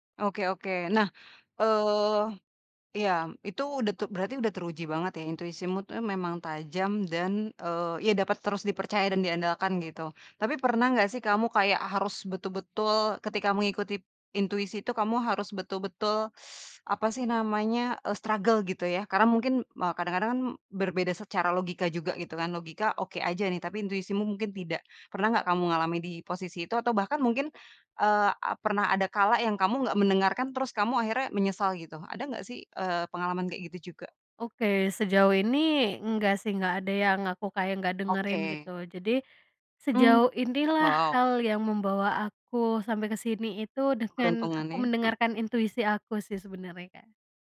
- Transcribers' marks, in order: teeth sucking; in English: "struggle"; other background noise
- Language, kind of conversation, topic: Indonesian, podcast, Bagaimana cara Anda melatih intuisi dalam kehidupan sehari-hari?